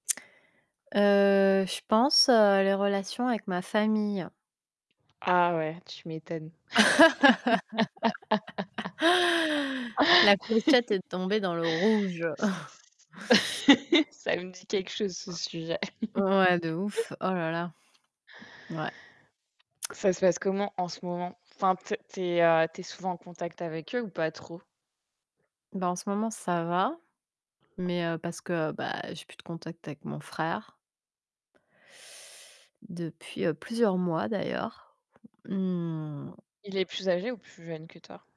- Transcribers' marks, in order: static; tsk; laugh; laugh; other background noise; laugh; laughing while speaking: "Ça me dit quelque chose ce sujet"; chuckle; tapping; laugh; tsk; drawn out: "Mmh"
- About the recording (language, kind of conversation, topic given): French, unstructured, Quel aspect de votre vie aimeriez-vous simplifier pour gagner en sérénité ?